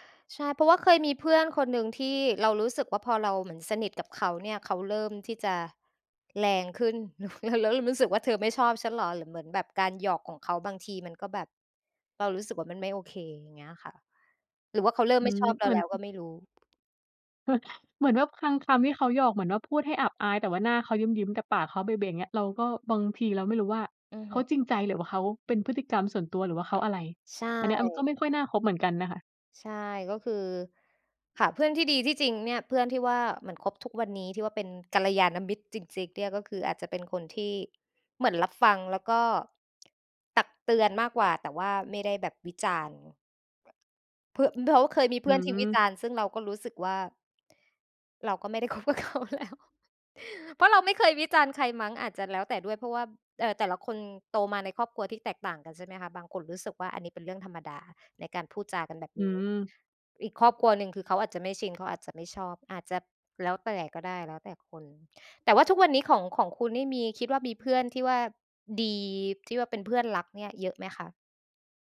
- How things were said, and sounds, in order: laughing while speaking: "แล้ว"; other background noise; chuckle; laughing while speaking: "คบกับเขาแล้ว"
- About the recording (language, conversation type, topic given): Thai, unstructured, เพื่อนที่ดีที่สุดของคุณเป็นคนแบบไหน?